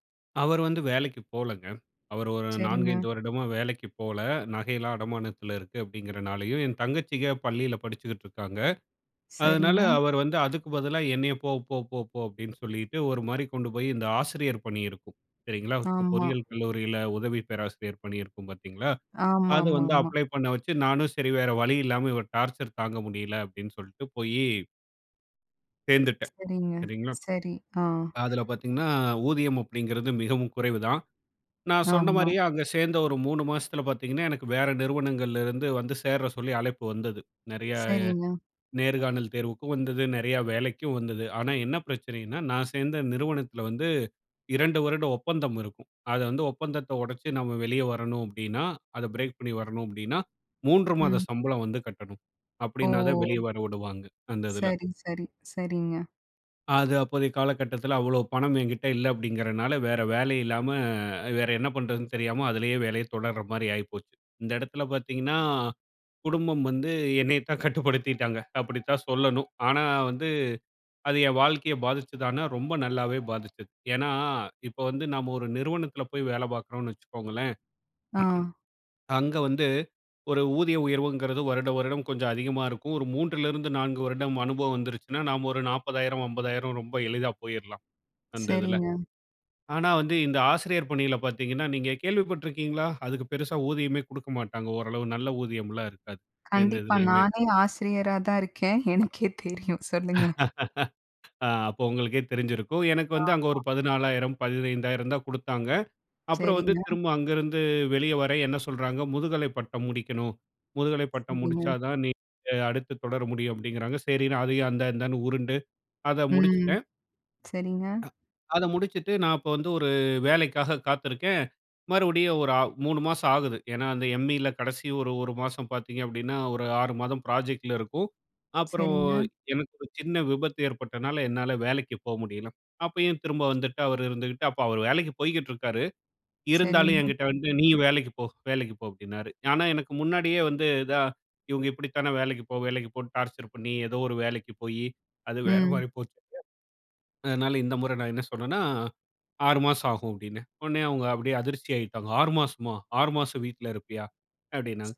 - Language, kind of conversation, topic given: Tamil, podcast, குடும்பம் உங்களை கட்டுப்படுத்த முயன்றால், உங்கள் சுயாதீனத்தை எப்படி காக்கிறீர்கள்?
- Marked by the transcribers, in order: in English: "ஓ!"; throat clearing; laugh; in English: "எம்இல"